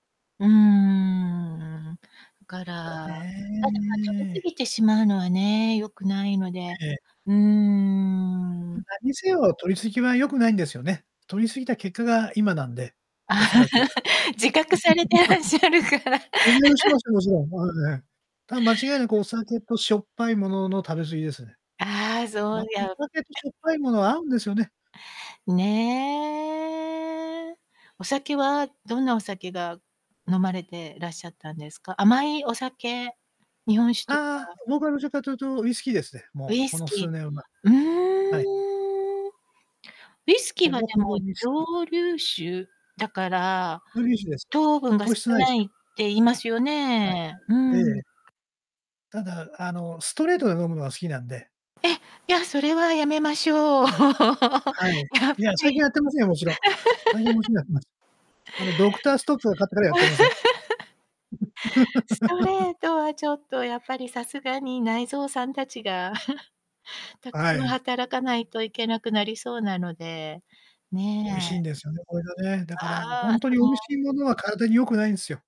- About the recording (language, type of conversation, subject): Japanese, advice, 健康的な食事を続けられず、ついジャンクフードを食べてしまうのですが、どうすれば改善できますか？
- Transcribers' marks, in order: distorted speech; laugh; laughing while speaking: "自覚されてらっしゃるから"; laugh; unintelligible speech; siren; static; laugh; laugh; other background noise; laugh; chuckle